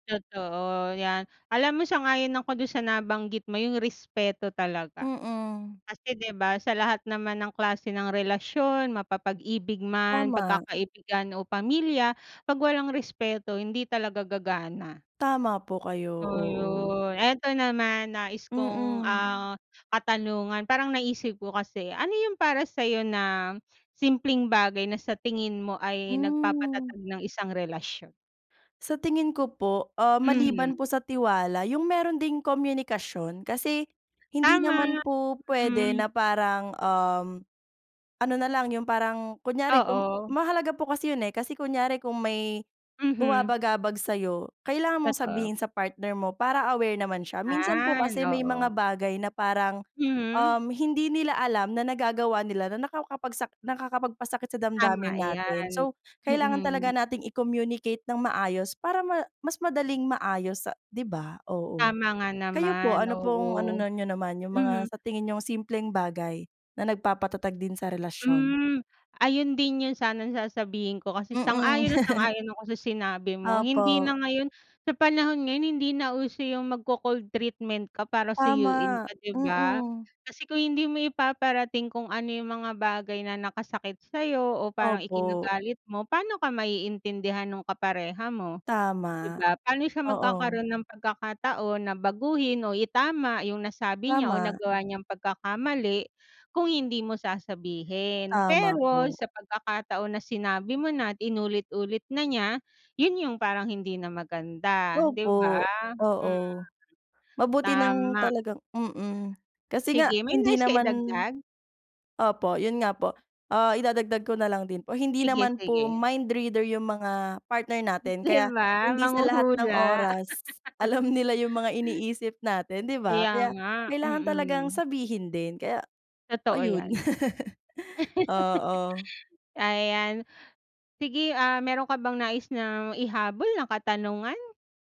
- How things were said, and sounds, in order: tapping; chuckle; other animal sound; in English: "mind reader"; laughing while speaking: "Di ba? Manghuhula"; laugh; chuckle
- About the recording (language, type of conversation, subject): Filipino, unstructured, Paano mo ilalarawan ang ideal na relasyon para sa iyo, at ano ang pinakamahalagang bagay sa isang romantikong relasyon?